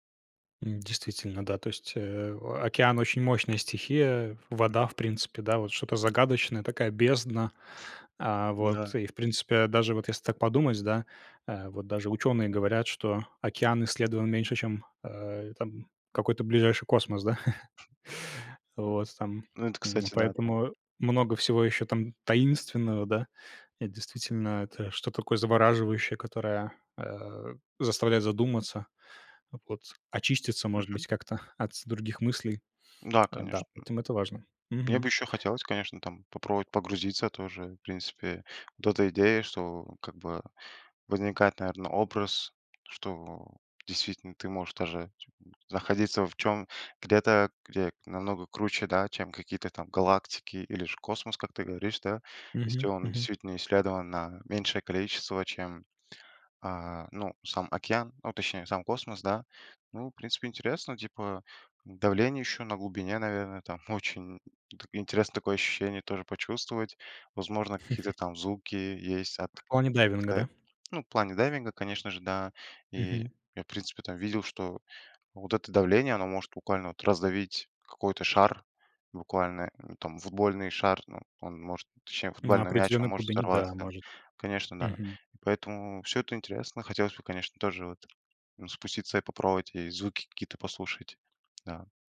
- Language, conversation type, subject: Russian, podcast, Какие звуки природы тебе нравятся слушать и почему?
- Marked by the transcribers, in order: other background noise; chuckle; tapping; tsk; chuckle